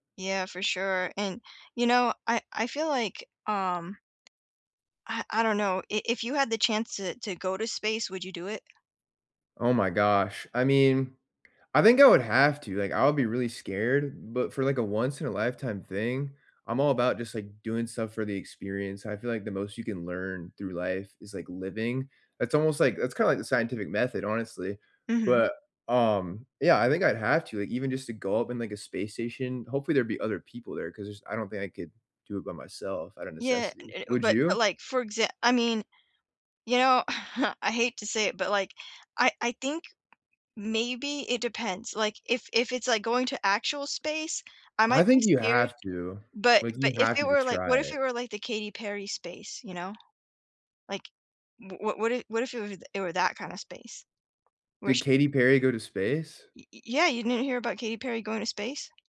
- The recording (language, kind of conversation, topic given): English, unstructured, How does science contribute to space exploration?
- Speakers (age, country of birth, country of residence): 20-24, United States, United States; 30-34, United States, United States
- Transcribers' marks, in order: tapping; chuckle